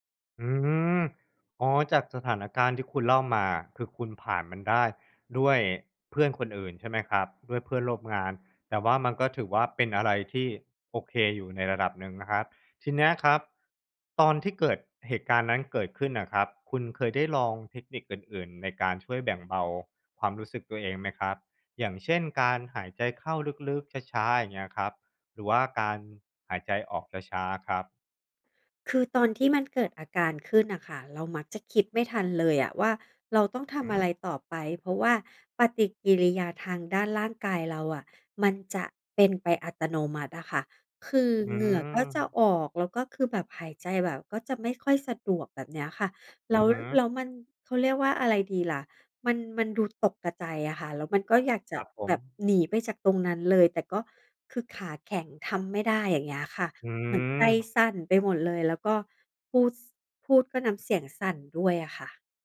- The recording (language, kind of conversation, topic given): Thai, advice, ทำไมฉันถึงมีอาการใจสั่นและตื่นตระหนกในสถานการณ์ที่ไม่คาดคิด?
- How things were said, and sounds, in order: "ตกใจ" said as "ตกกะใจ"